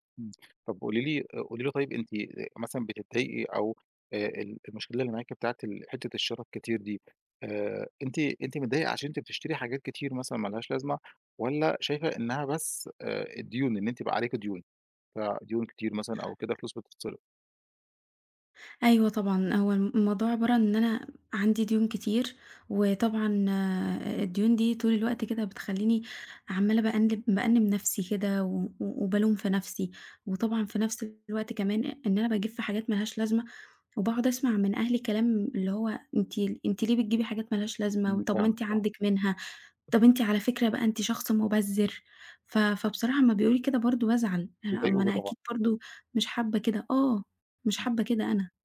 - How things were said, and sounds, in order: tapping; other noise
- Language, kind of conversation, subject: Arabic, advice, الإسراف في الشراء كملجأ للتوتر وتكرار الديون